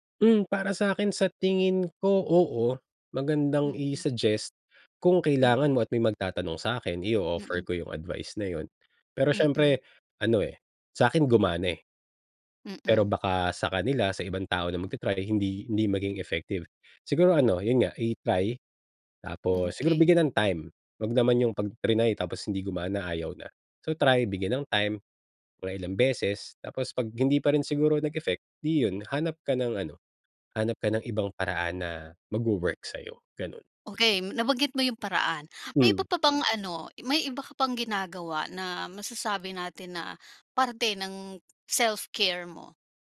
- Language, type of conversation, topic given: Filipino, podcast, Ano ang ginagawa mong self-care kahit sobrang busy?
- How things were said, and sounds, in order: in English: "i-suggest"; other background noise; in English: "self care"